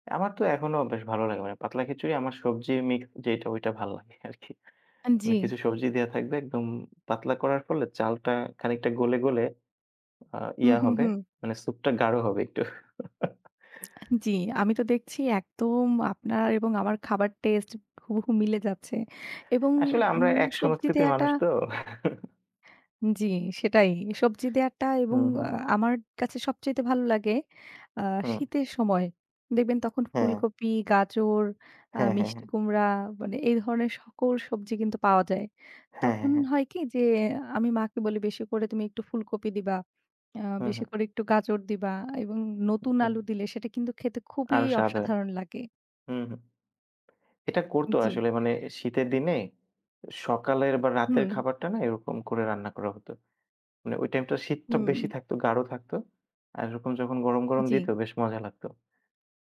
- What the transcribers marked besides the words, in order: other background noise; laughing while speaking: "আরকি"; lip smack; chuckle; chuckle; chuckle; lip smack
- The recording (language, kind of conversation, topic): Bengali, unstructured, কোন খাবার আপনাকে সব সময় কোনো বিশেষ স্মৃতির কথা মনে করিয়ে দেয়?